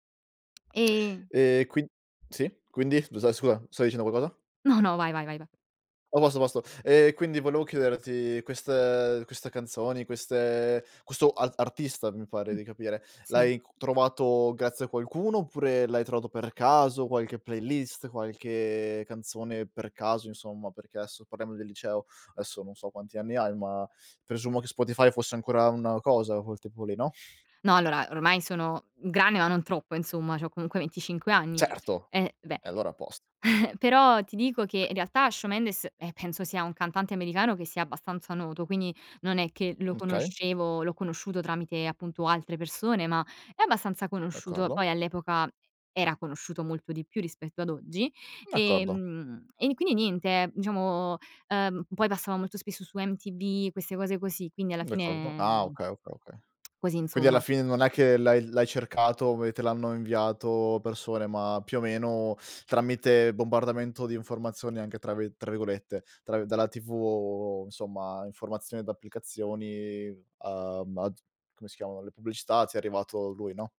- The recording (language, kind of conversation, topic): Italian, podcast, Hai una canzone che associ a un ricordo preciso?
- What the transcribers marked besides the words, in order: other background noise; tsk; "scusa" said as "scua"; "Apposto" said as "oso"; tapping; chuckle; tsk